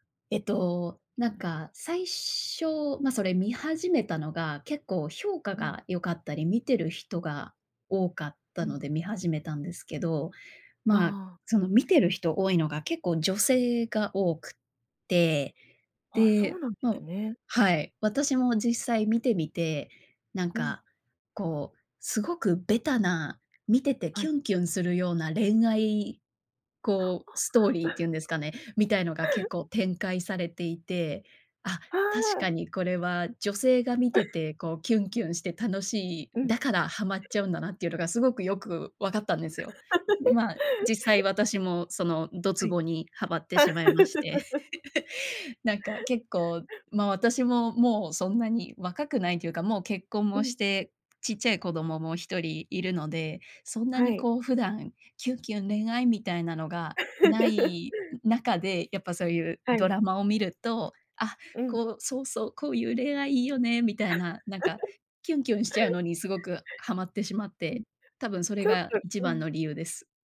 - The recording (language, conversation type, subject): Japanese, podcast, 最近ハマっているドラマは、どこが好きですか？
- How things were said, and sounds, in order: tapping; laugh; laugh; laugh; other noise; laugh; chuckle; laugh; laugh; laugh